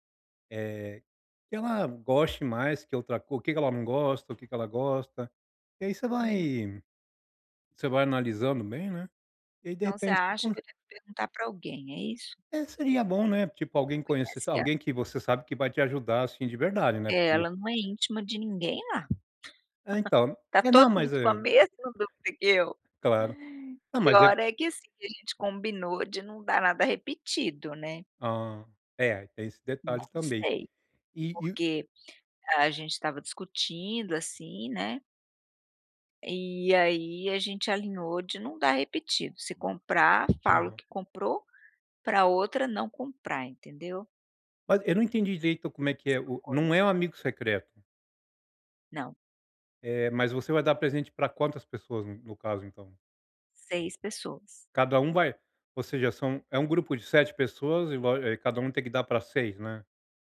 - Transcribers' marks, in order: tapping; chuckle
- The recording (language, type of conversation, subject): Portuguese, advice, Como posso encontrar presentes significativos para pessoas diferentes?